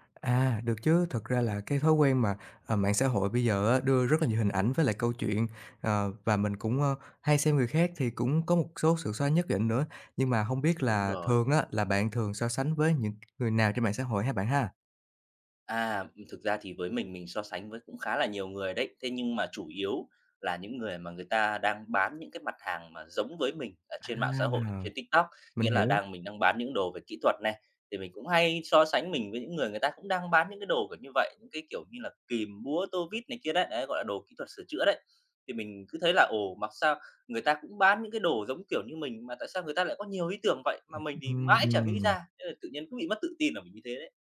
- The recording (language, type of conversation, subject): Vietnamese, advice, Làm thế nào để ngừng so sánh bản thân với người khác để không mất tự tin khi sáng tạo?
- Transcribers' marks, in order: tapping; other background noise